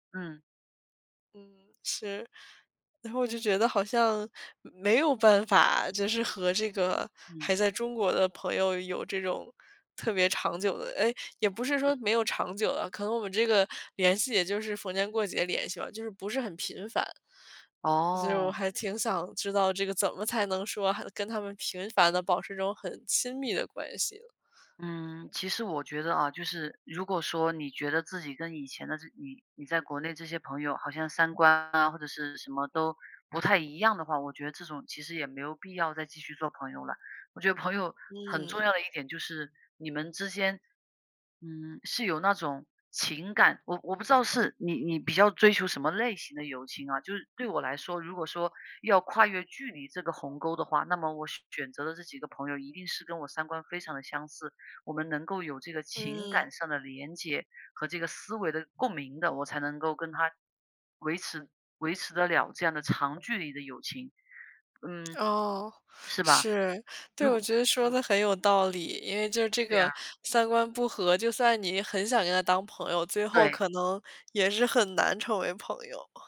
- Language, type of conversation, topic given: Chinese, unstructured, 朋友之间如何保持长久的友谊？
- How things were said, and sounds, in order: other background noise